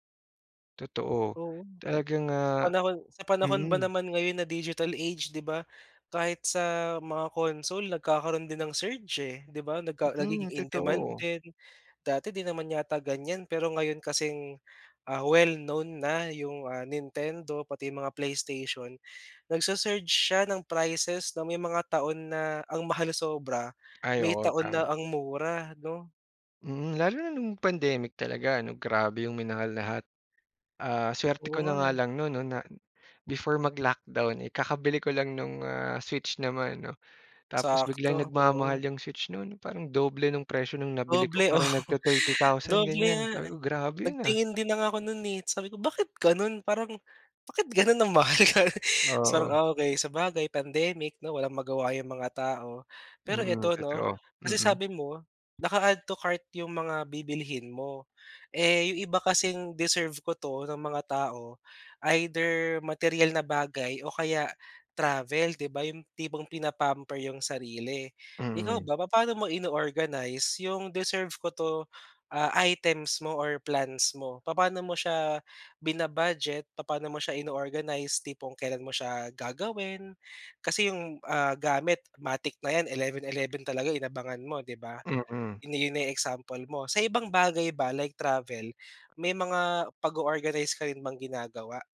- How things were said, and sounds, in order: laughing while speaking: "oo"; laughing while speaking: "mahal? Ka"; tapping
- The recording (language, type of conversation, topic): Filipino, podcast, Ano ang palagay mo sa pag-iipon kumpara sa paggastos para mag-enjoy?